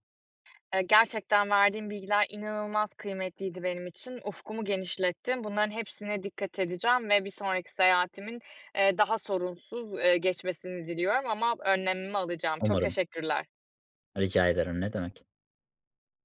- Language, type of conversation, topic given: Turkish, advice, Seyahat sırasında beklenmedik durumlara karşı nasıl hazırlık yapabilirim?
- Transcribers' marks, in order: other background noise